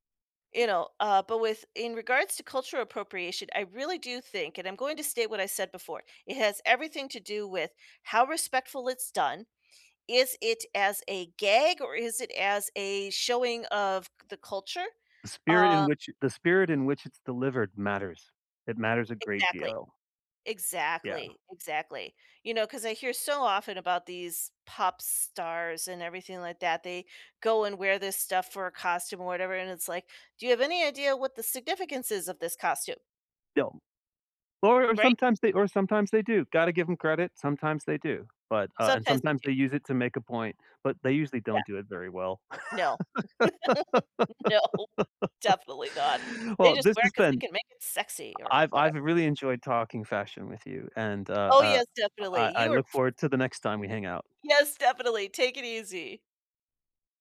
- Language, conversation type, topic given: English, unstructured, How can I avoid cultural appropriation in fashion?
- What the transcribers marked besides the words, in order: other background noise; laugh; laughing while speaking: "No"; laugh; tapping